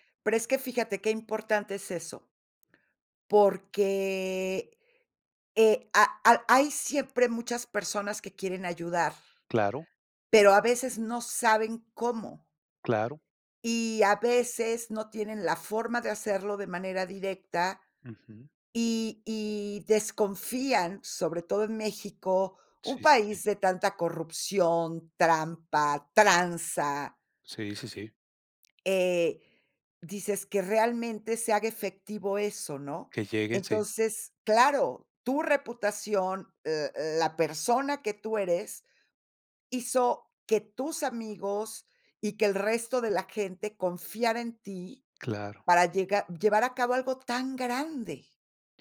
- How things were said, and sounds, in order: tapping; other background noise
- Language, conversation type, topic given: Spanish, podcast, ¿Cómo fue que un favor pequeño tuvo consecuencias enormes para ti?